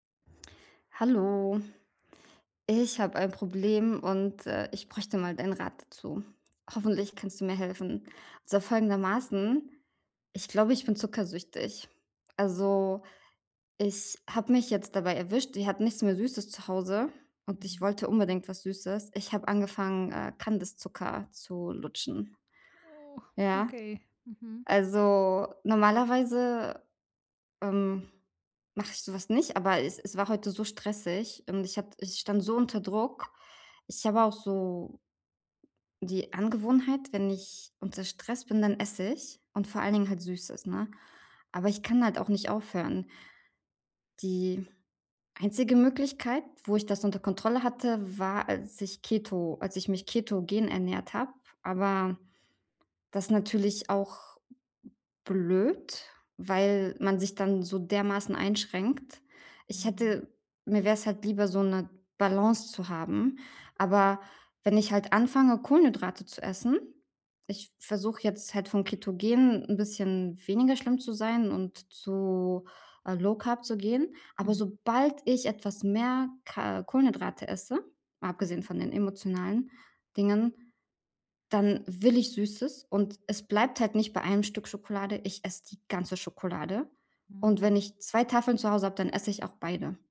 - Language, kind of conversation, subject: German, advice, Wie kann ich meinen Zucker- und Koffeinkonsum reduzieren?
- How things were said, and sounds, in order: other noise; drawn out: "Also"; other background noise